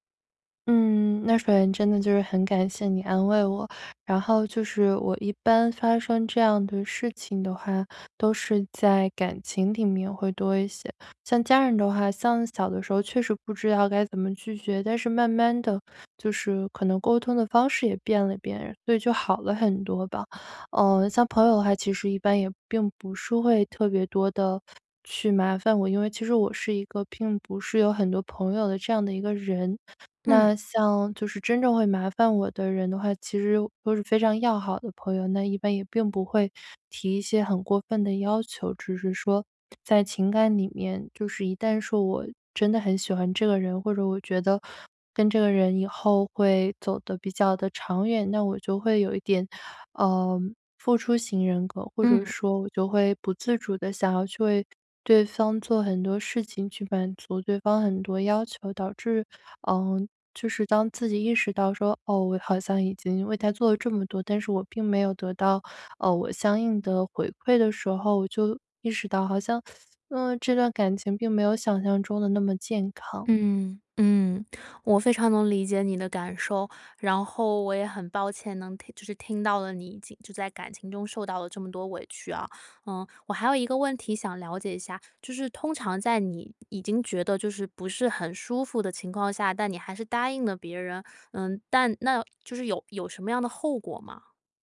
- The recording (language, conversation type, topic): Chinese, advice, 我总是很难说“不”，还经常被别人利用，该怎么办？
- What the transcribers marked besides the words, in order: tapping; teeth sucking